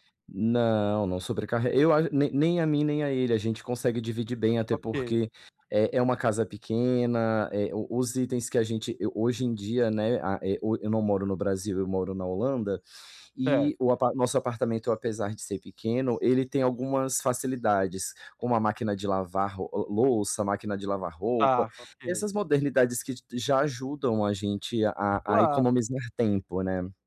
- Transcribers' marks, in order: none
- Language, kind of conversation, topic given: Portuguese, advice, Como posso proteger melhor meu tempo e meu espaço pessoal?